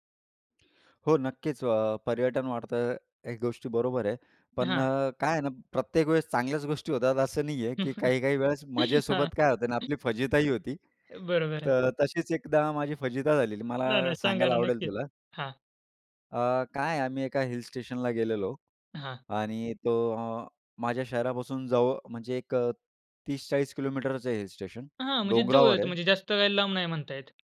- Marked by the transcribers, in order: chuckle; anticipating: "आपली फजितीही होती. तर तशीच … सांगायला आवडेल तुला"; anticipating: "नाही, नाही सांगा ना, नक्कीच"; in English: "हिल स्टेशनला"; in English: "हिल स्टेशन"
- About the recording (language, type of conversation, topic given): Marathi, podcast, पावसात बाहेर फिरताना काय मजा येते?